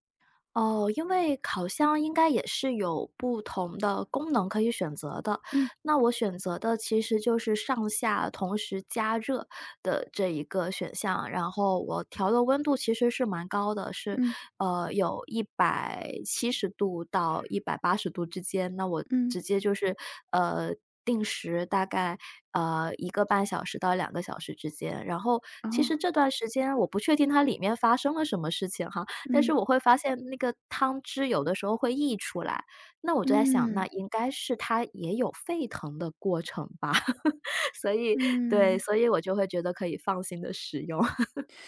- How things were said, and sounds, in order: laugh; laugh
- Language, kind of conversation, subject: Chinese, podcast, 你会把烹饪当成一种创作吗？